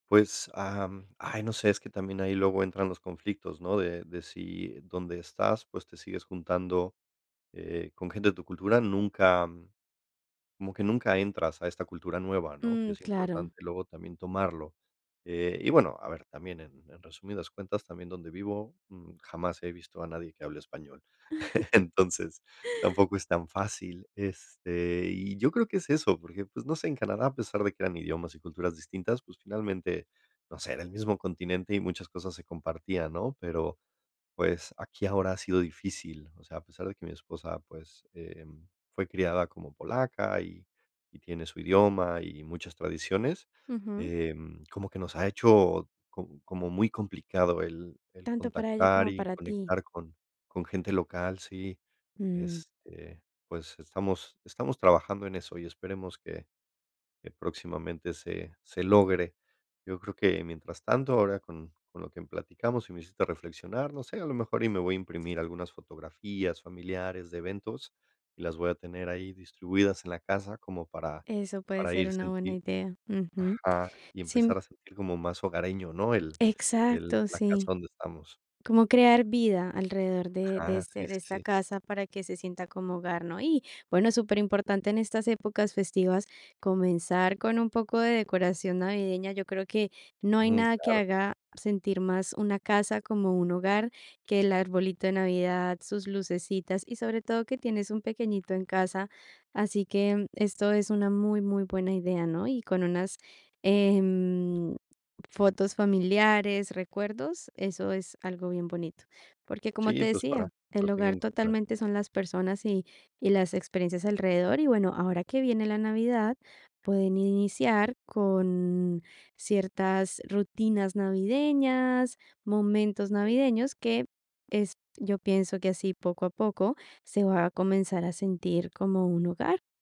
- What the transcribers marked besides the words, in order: chuckle; laugh; other background noise
- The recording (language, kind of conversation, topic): Spanish, advice, ¿Por qué te resulta difícil crear una sensación de hogar en donde vives?